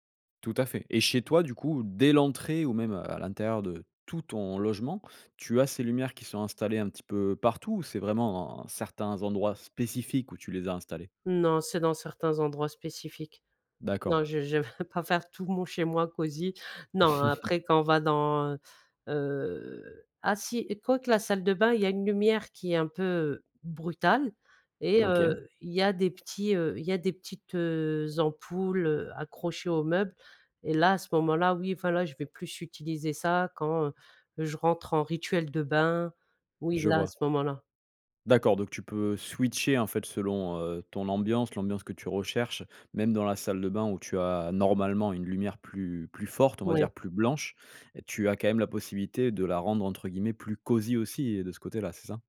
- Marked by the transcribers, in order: stressed: "dès"; laughing while speaking: "je je vais pas"; chuckle; stressed: "brutale"
- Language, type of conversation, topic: French, podcast, Comment créer une ambiance cosy chez toi ?